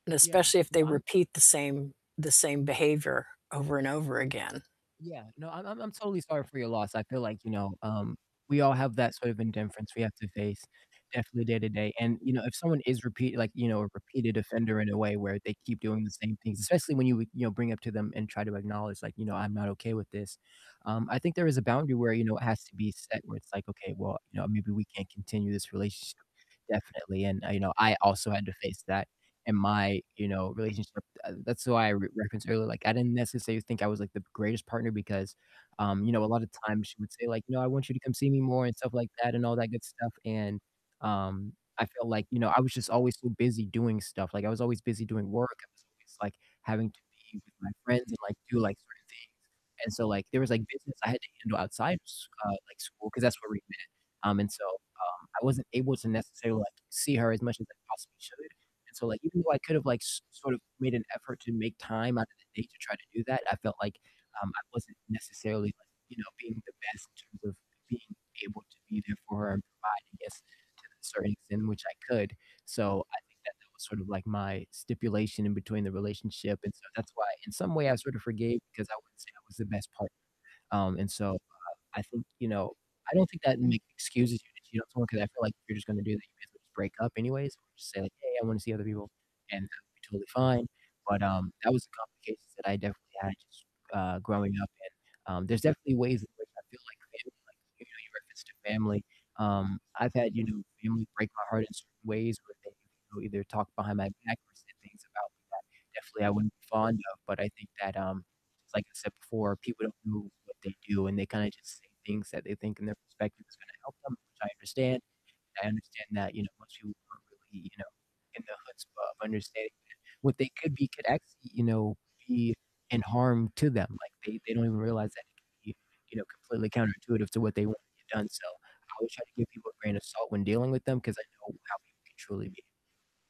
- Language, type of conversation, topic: English, unstructured, When is it okay to forgive a partner who has hurt you?
- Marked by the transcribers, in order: static; distorted speech; tapping; other background noise